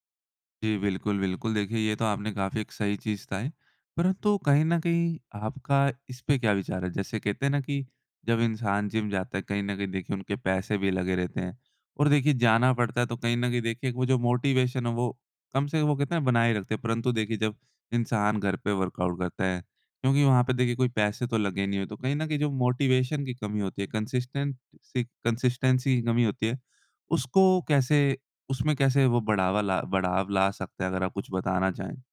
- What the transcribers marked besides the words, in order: in English: "मोटिवेशन"; in English: "वर्कआउट"; in English: "मोटिवेशन"; in English: "कंसिस्टेंट"; in English: "कंसिस्टेंसी"
- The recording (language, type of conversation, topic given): Hindi, podcast, घर पर बिना जिम जाए फिट कैसे रहा जा सकता है?